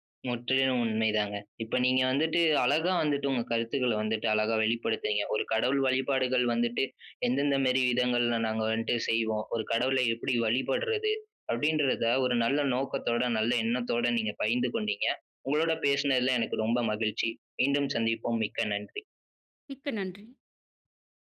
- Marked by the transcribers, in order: inhale; "வந்துட்டு" said as "வந்ட்டு"; joyful: "உங்களோட பேசுனதுல எனக்கு ரொம்ப மகிழ்ச்சி"
- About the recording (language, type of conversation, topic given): Tamil, podcast, வீட்டில் வழக்கமான தினசரி வழிபாடு இருந்தால் அது எப்படிச் நடைபெறுகிறது?